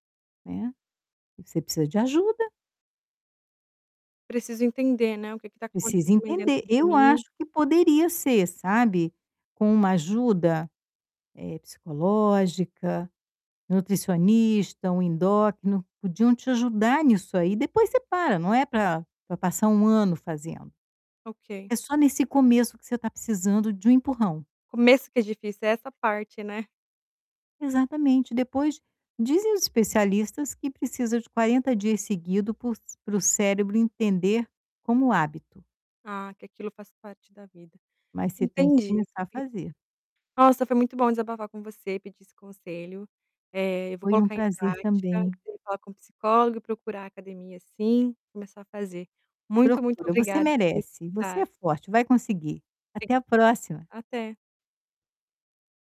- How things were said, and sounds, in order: tapping; distorted speech; unintelligible speech
- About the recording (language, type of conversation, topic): Portuguese, advice, Como posso criar o hábito de fazer atividade física regularmente mesmo tendo ansiedade?